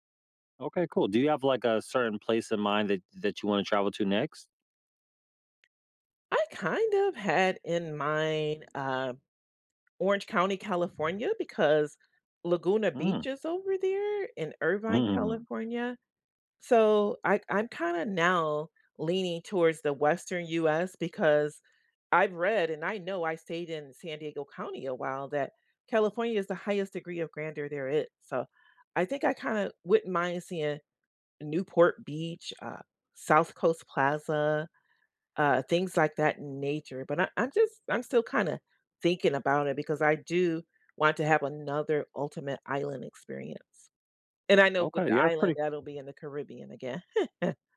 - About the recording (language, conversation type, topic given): English, unstructured, What makes a trip unforgettable for you?
- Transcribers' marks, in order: tapping; other background noise; chuckle